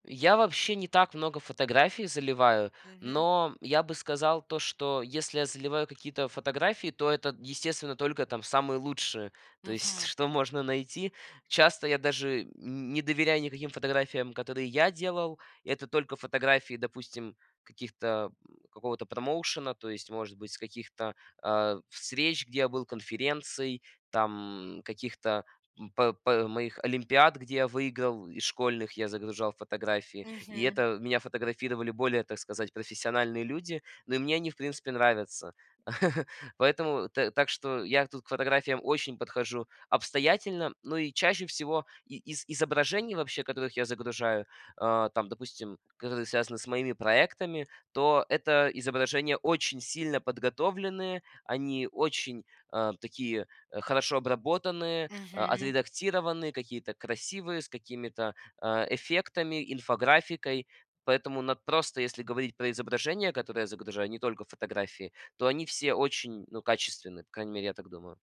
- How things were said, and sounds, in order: chuckle; tapping
- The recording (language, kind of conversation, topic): Russian, podcast, Как социальные сети изменили то, как вы показываете себя?